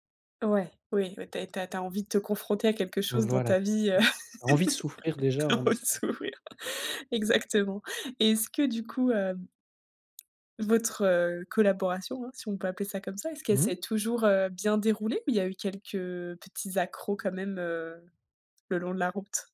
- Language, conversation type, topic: French, podcast, Peux-tu nous parler d’un mentor ou d’un professeur que tu n’oublieras jamais ?
- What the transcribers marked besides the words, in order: laugh; laughing while speaking: "Ouais, s'ouvrir"